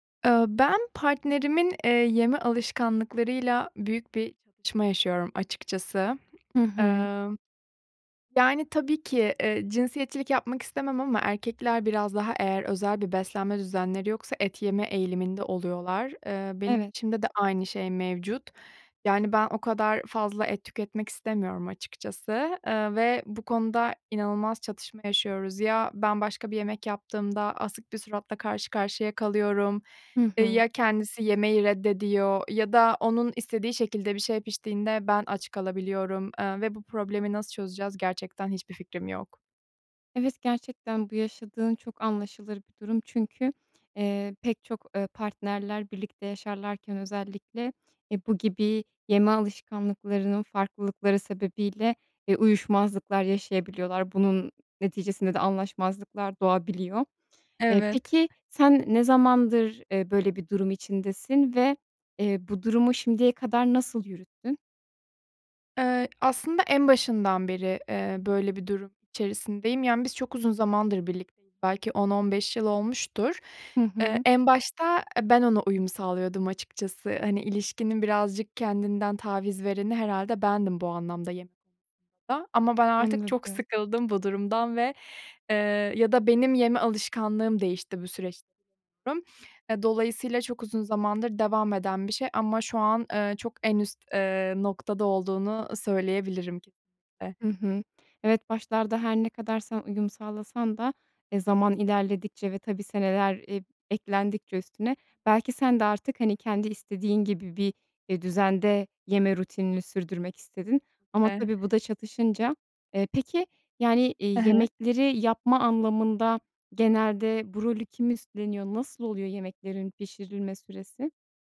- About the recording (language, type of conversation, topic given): Turkish, advice, Ailenizin ya da partnerinizin yeme alışkanlıklarıyla yaşadığınız çatışmayı nasıl yönetebilirsiniz?
- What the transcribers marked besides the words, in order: other noise; other background noise; tapping; unintelligible speech; unintelligible speech